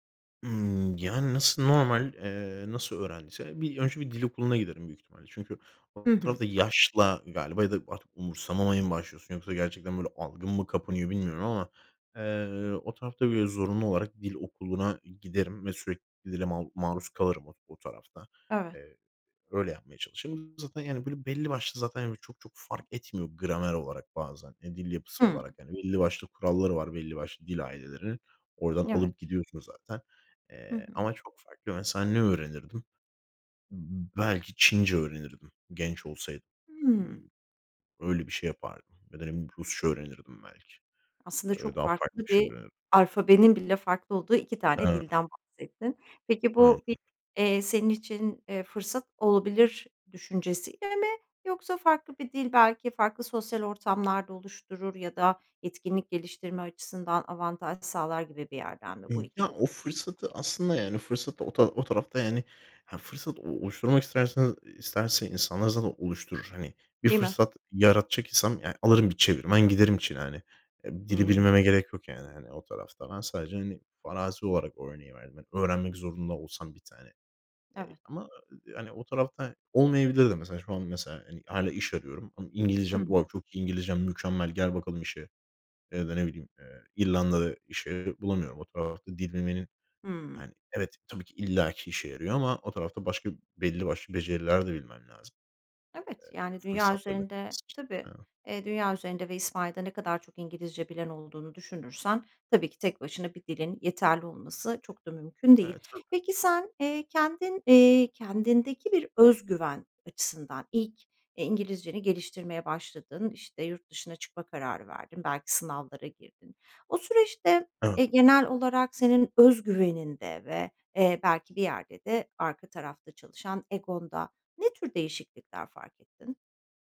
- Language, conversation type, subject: Turkish, podcast, İki dilli olmak aidiyet duygunu sence nasıl değiştirdi?
- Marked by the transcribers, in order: other background noise; tapping; unintelligible speech; unintelligible speech